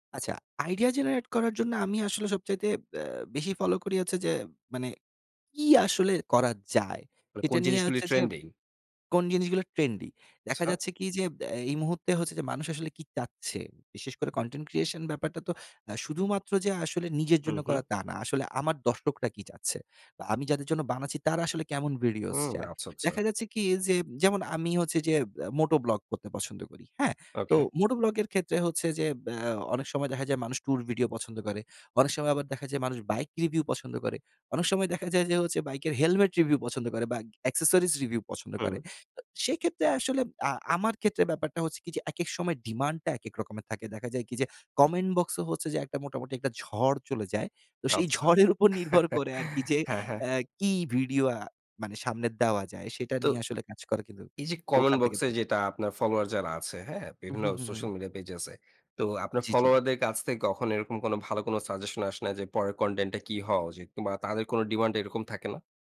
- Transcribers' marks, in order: in English: "জেনারেট"; chuckle; laughing while speaking: "ঝড়ের উপর নির্ভর করে আরকি যে"; in English: "সাজেশন"
- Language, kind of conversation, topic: Bengali, podcast, কনটেন্ট তৈরি করার সময় মানসিক চাপ কীভাবে সামলান?